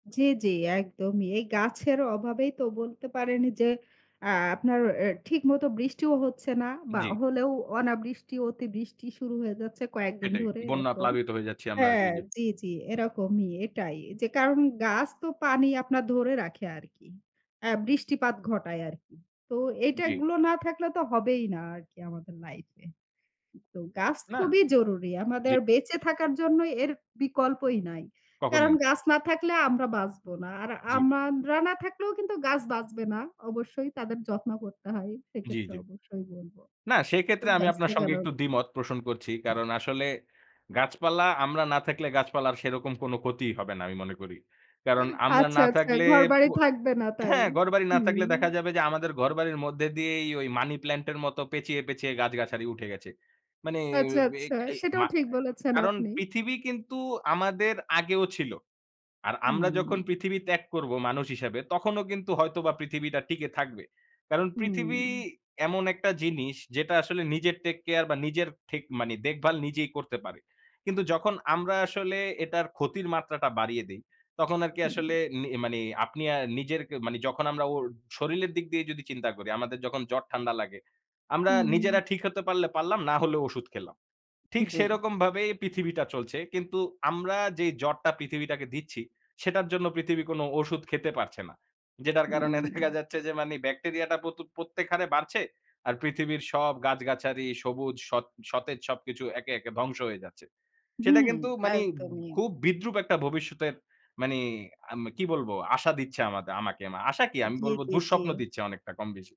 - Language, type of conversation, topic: Bengali, unstructured, গাছ লাগানোকে আপনি কতটা গুরুত্বপূর্ণ মনে করেন?
- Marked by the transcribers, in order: tapping; "আমরা" said as "আমানরা"; "মানে" said as "মানি"; "মানে" said as "মানি"; "মানে" said as "মানি"; laughing while speaking: "দেখা যাচ্ছে যে"; "মানে" said as "মানি"; "মানে" said as "মানি"; "মানে" said as "মানি"